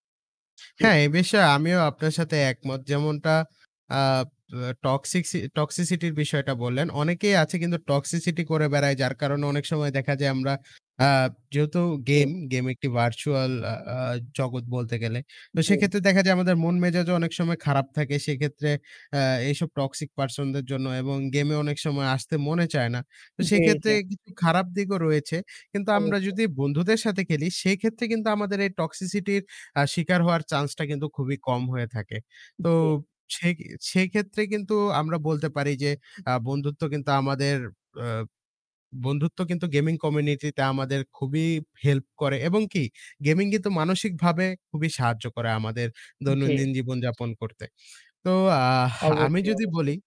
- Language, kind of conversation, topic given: Bengali, unstructured, গেমিং সম্প্রদায়ে গড়ে ওঠা বন্ধুত্ব কি আমাদের গেমের পছন্দ বদলে দেয়?
- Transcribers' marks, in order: static; other background noise; in English: "টক্সিসি টক্সিসিটির"; in English: "টক্সিসিটি"; in English: "virtual"; in English: "টক্সিক"; in English: "টক্সিসিটির"; in English: "গেমিং কমিউনিটি"